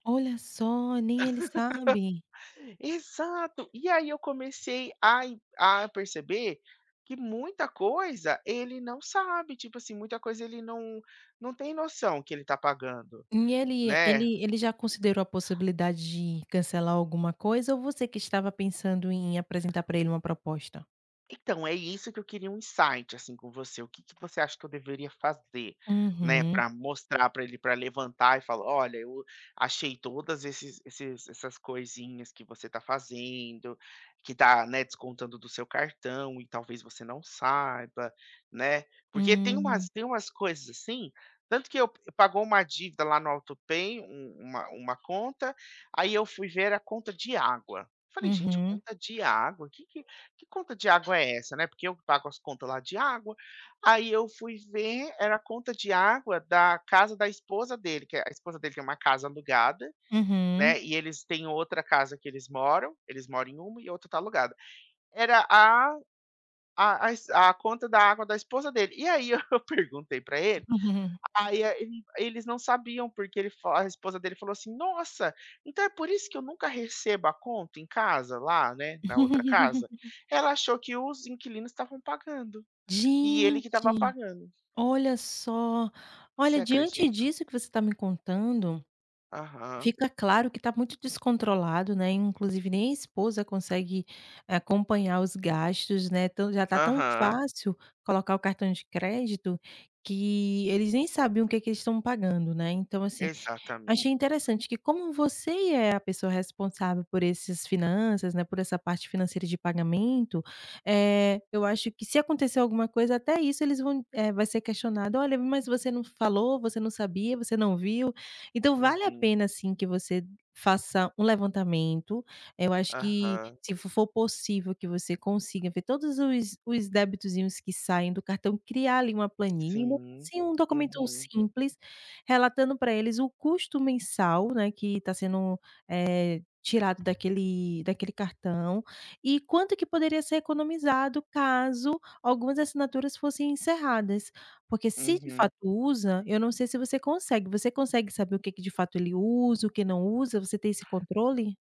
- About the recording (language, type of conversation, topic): Portuguese, advice, Como lidar com assinaturas acumuladas e confusas que drenan seu dinheiro?
- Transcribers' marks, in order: tapping; laugh; other background noise; in English: "insight"; in English: "autopay"; laughing while speaking: "eu perguntei pra ele"; laugh